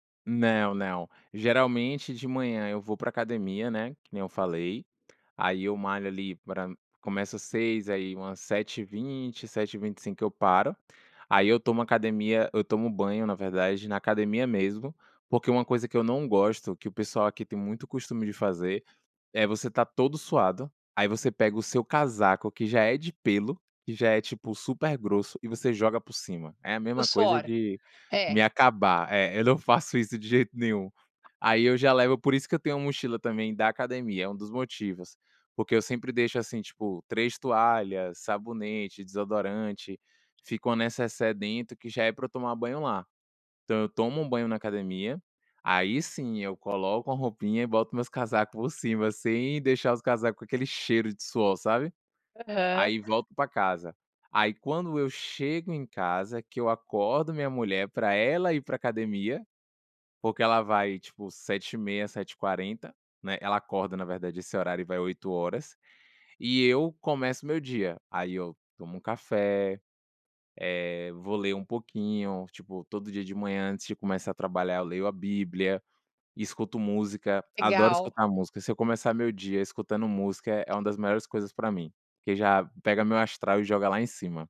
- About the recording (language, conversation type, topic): Portuguese, podcast, Como é a rotina matinal aí na sua família?
- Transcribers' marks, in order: other background noise; tapping; "pra" said as "pa"